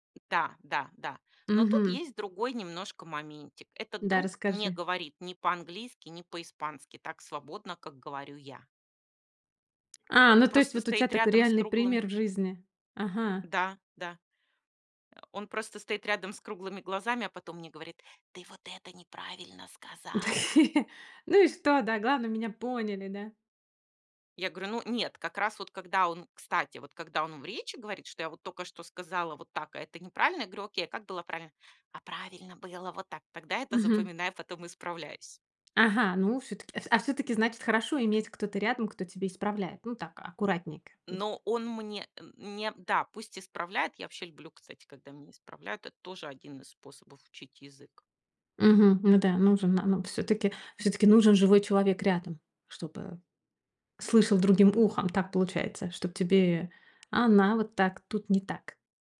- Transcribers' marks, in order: put-on voice: "Ты вот это неправильно сказала!"; laugh; put-on voice: "А правильно было вот так"
- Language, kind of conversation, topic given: Russian, podcast, Как, по-твоему, эффективнее всего учить язык?